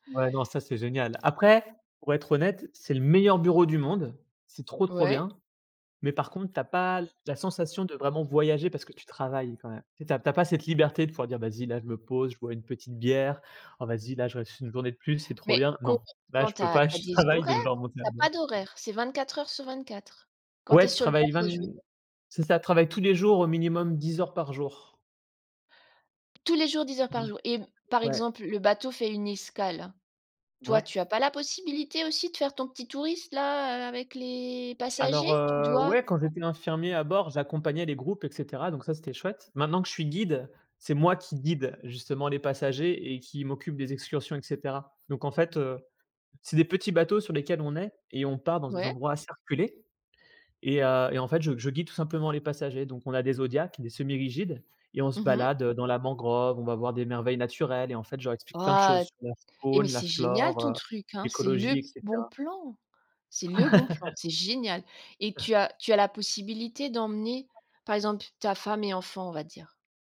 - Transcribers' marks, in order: stressed: "meilleur"; stressed: "trop, trop"; other background noise; stressed: "le"; stressed: "le"; laugh
- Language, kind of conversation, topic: French, podcast, Pouvez-vous décrire une occasion où le fait de manquer quelque chose vous a finalement été bénéfique ?